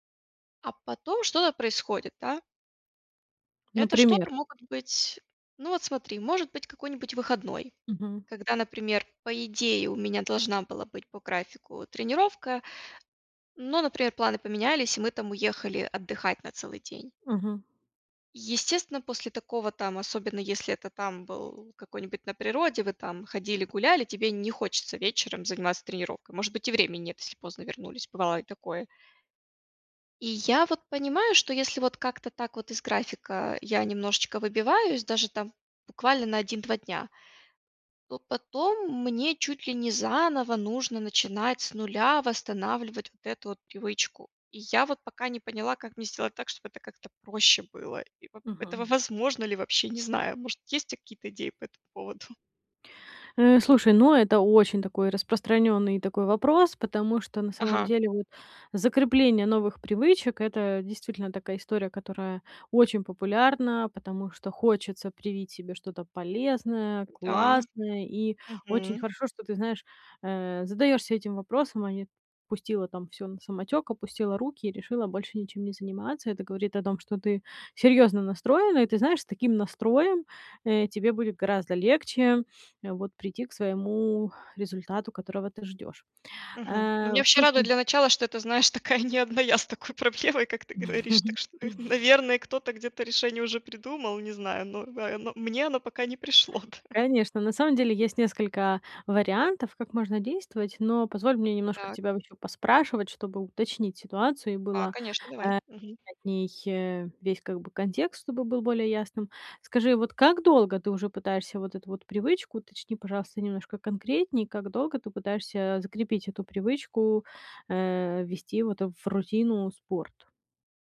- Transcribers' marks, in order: tapping; other background noise; chuckle; sniff; laughing while speaking: "такая не одна я с … Так что и"; chuckle; chuckle
- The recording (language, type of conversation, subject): Russian, advice, Как мне закрепить новые привычки и сделать их частью своей личности и жизни?